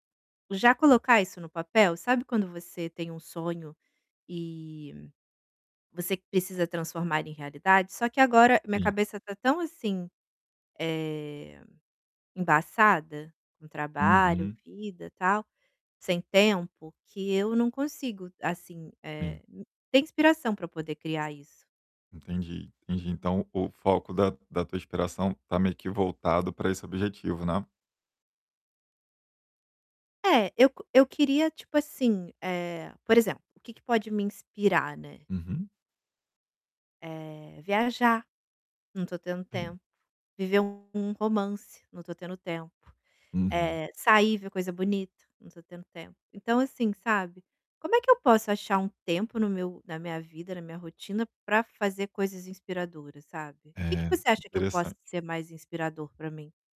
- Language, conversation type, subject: Portuguese, advice, Como posso encontrar fontes constantes de inspiração para as minhas ideias?
- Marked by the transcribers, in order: distorted speech; static; tapping